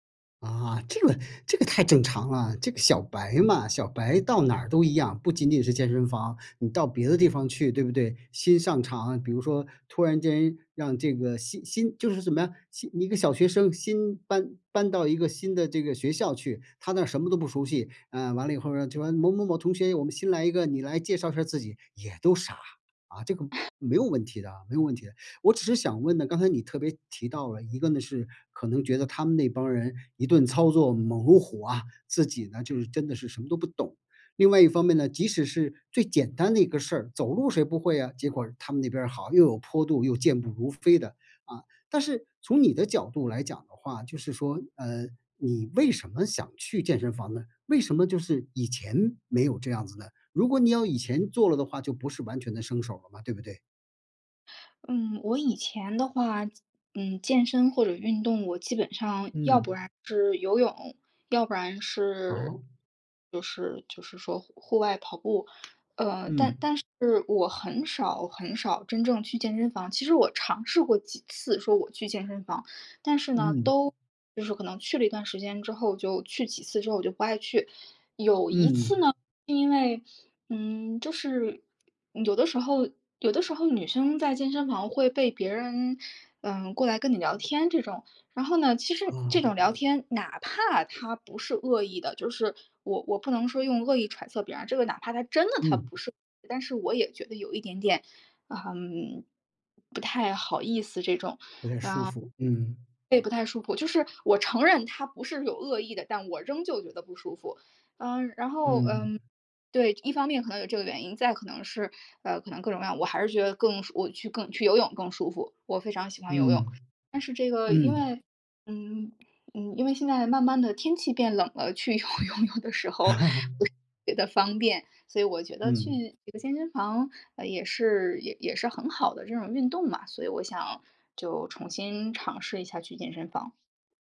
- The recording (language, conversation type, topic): Chinese, advice, 在健身房时我总会感到害羞或社交焦虑，该怎么办？
- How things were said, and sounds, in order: laugh; other background noise; laughing while speaking: "去游泳有的时候"; laugh